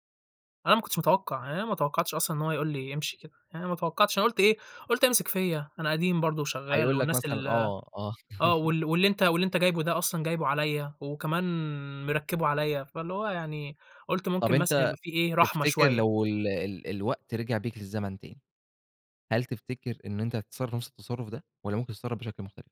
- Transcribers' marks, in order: laugh
- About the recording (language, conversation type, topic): Arabic, podcast, إيه أصعب تحدّي قابلَك في الشغل؟